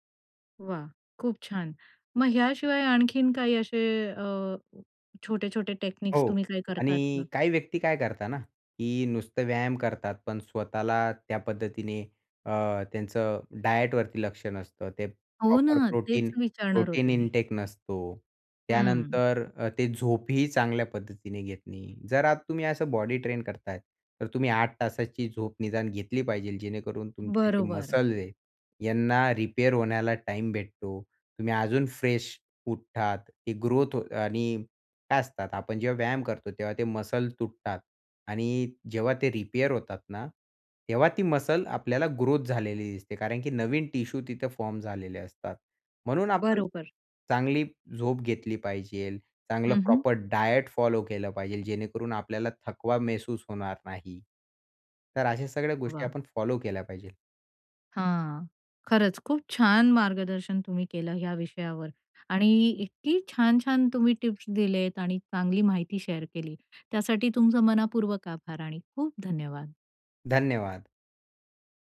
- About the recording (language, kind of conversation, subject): Marathi, podcast, जिम उपलब्ध नसेल तर घरी कोणते व्यायाम कसे करावेत?
- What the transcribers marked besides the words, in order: in English: "टेक्निक्स"; other background noise; in English: "प्रॉपर प्रोटीन प्रोटीन इंटेक"; in English: "फ्रेश"; in English: "टिशू"; in English: "फॉर्म"; tapping; in English: "प्रॉपर डायट फॉलो"; in Hindi: "महसूस"; in English: "फॉलो"; in English: "शेअर"